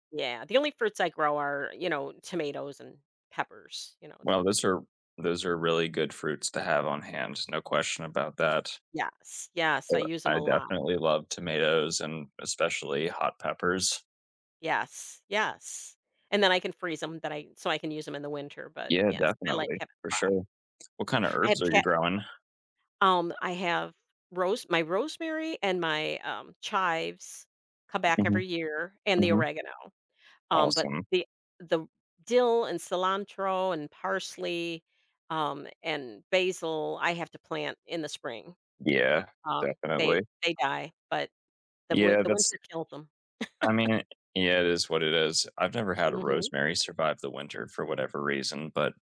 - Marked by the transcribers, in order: chuckle
- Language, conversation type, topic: English, unstructured, How do hobbies help you relax and recharge?